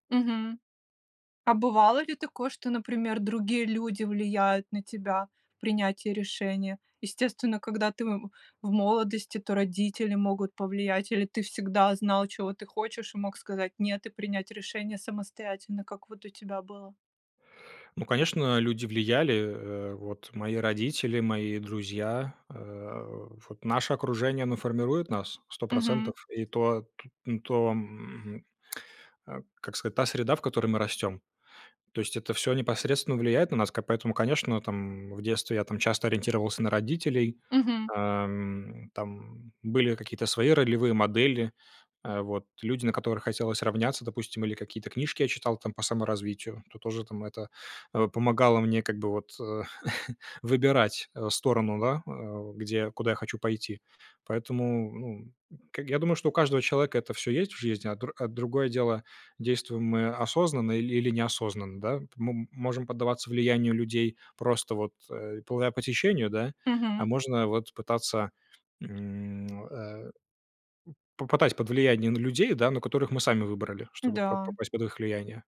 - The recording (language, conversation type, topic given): Russian, podcast, Как принимать решения, чтобы потом не жалеть?
- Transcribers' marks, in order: tapping; chuckle